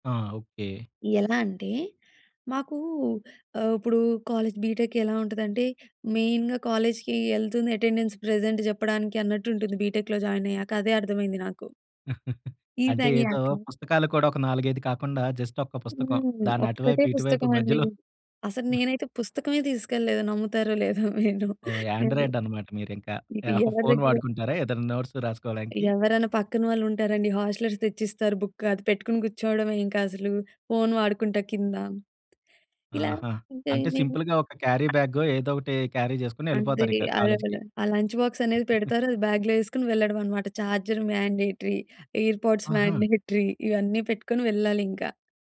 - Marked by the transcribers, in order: in English: "కాలేజ్, బిటెక్"; in English: "మెయిన్‌గా కాలేజ్‌కి"; in English: "అటెండెన్స్ ప్రెజెంట్"; in English: "బిటెక్‌లో జాయిన్"; laugh; in English: "జస్ట్"; other noise; laughing while speaking: "లేదో మీరు"; in English: "యాండ్రాయిడ్"; in English: "నోట్స్"; in English: "హాస్టలర్స్"; in English: "బుక్"; in English: "సింపుల్‌గా"; tapping; other background noise; in English: "క్యారీ"; in English: "లంచ్ బాక్స్"; in English: "కాలేజ్‌కి"; chuckle; in English: "బ్యాగ్‌లో"; in English: "చార్జర్ మాండేటరీ, ఎయిర్‌పోడ్స్ మాండేటరీ"
- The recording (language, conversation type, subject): Telugu, podcast, స్వీయాభివృద్ధిలో మార్గదర్శకుడు లేదా గురువు పాత్ర మీకు ఎంత ముఖ్యంగా అనిపిస్తుంది?